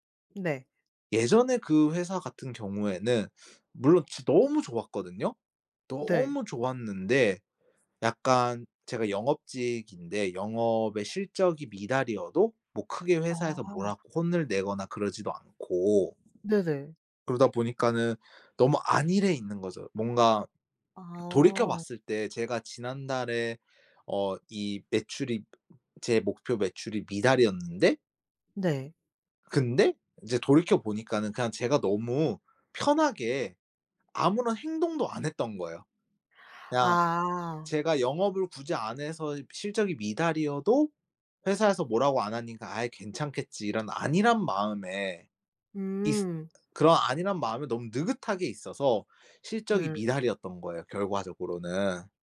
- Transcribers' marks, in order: sniff; other background noise; swallow; tapping
- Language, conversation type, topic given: Korean, podcast, 직업을 바꾸게 된 계기는 무엇이었나요?